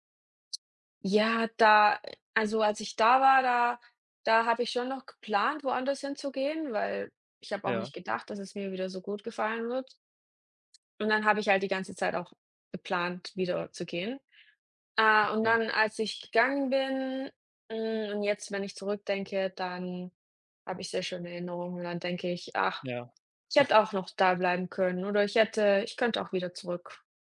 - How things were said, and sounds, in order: other background noise; other noise; chuckle
- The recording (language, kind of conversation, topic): German, unstructured, Was war deine aufregendste Entdeckung auf einer Reise?